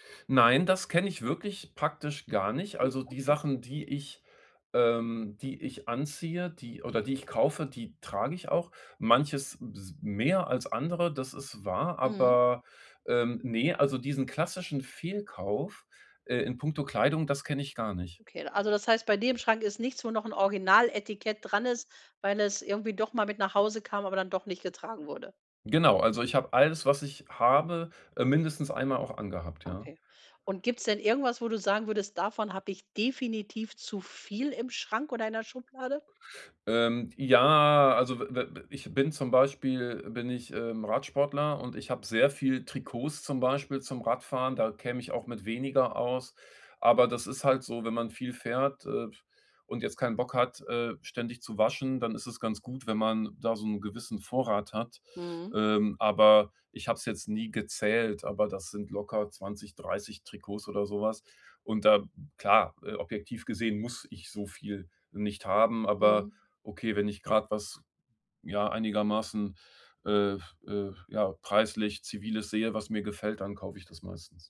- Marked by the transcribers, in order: drawn out: "ja"
- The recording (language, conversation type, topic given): German, podcast, Wie findest du deinen persönlichen Stil, der wirklich zu dir passt?